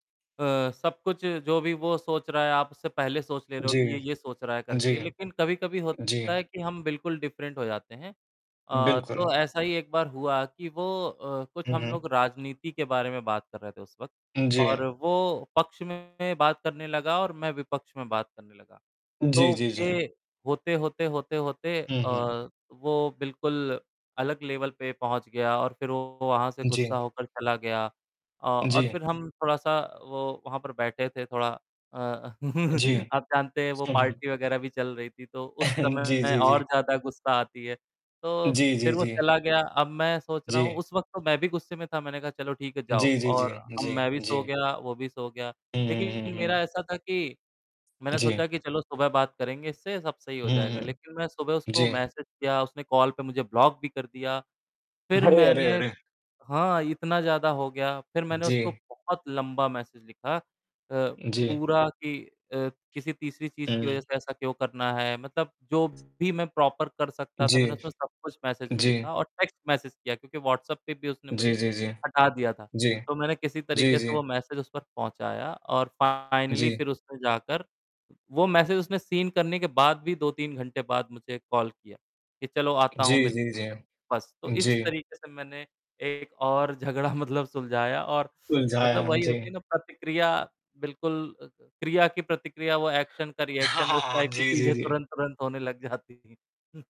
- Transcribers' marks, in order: mechanical hum; distorted speech; in English: "डिफरेंट"; in English: "लेवल"; chuckle; in English: "पार्टी"; cough; other background noise; laughing while speaking: "अरे"; in English: "प्रॉपर"; in English: "टेक्स्ट मैसेज"; in English: "फ़ाइनली"; in English: "सीन"; laughing while speaking: "झगड़ा"; in English: "एक्शन"; in English: "रिएक्शन"; in English: "टाइप"; laughing while speaking: "हाँ, हाँ, हाँ, हाँ"; laughing while speaking: "लग जाती"
- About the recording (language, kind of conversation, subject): Hindi, unstructured, जब झगड़ा होता है, तो उसे कैसे सुलझाना चाहिए?